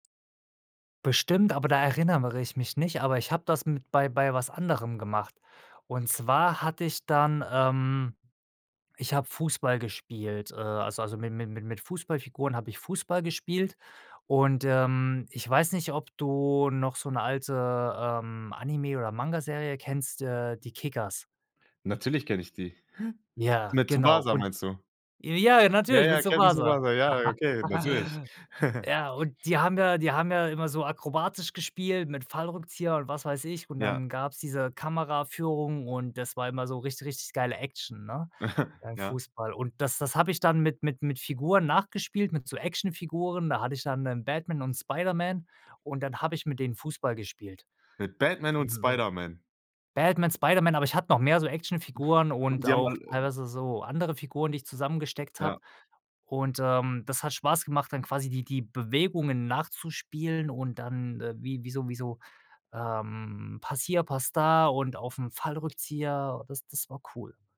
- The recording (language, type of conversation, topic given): German, podcast, Wie ist deine selbstgebaute Welt aus LEGO oder anderen Materialien entstanden?
- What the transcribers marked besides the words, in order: "erinnere" said as "erinnermere"; other background noise; chuckle; joyful: "ja, natürlich"; chuckle; chuckle; chuckle; other noise